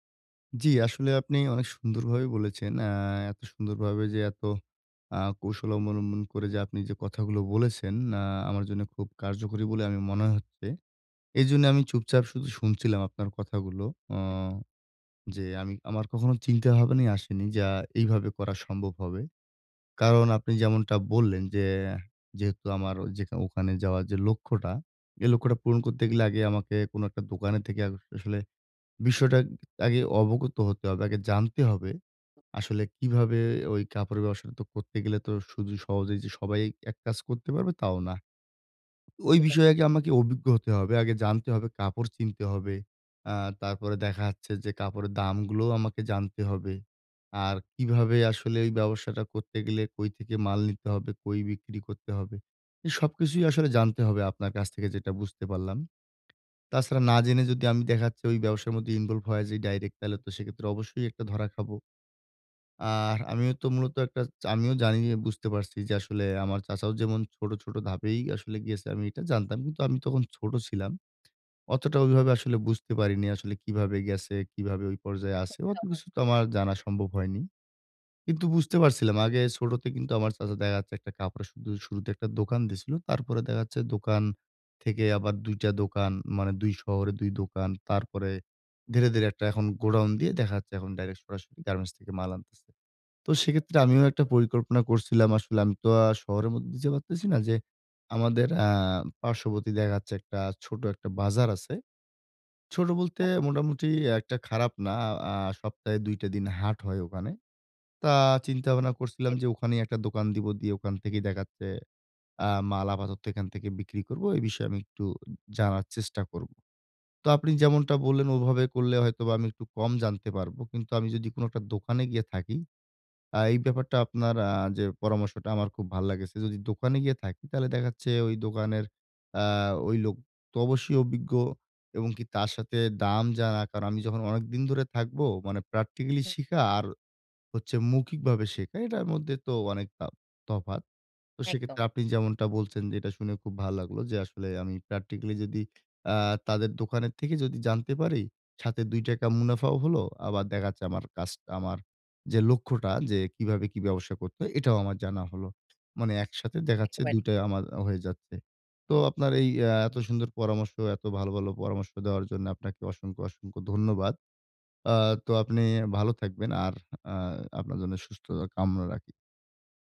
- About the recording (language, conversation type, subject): Bengali, advice, আমি কীভাবে বড় লক্ষ্যকে ছোট ছোট ধাপে ভাগ করে ধাপে ধাপে এগিয়ে যেতে পারি?
- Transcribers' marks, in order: "অবলম্বন" said as "অম্বলম্বন"; tapping; "যাচ্ছে" said as "হাচ্ছে"; "মধ্যে" said as "মদ্দ্যি"; "ডাইরেক্ট" said as "ডাইরেক"; "আমিও" said as "চামিও"; "দেখা-যাচ্ছে" said as "দ্য়ায়াচ্ছে"; "ডাইরেক্ট" said as "ডাইরেক"; "মধ্যে" said as "মদ্দ্যি"; "পার্শ্ববর্তী" said as "পার্শ্ববতি"; "অভিজ্ঞ" said as "ওবিগ্য"; in English: "practically"; in English: "practically"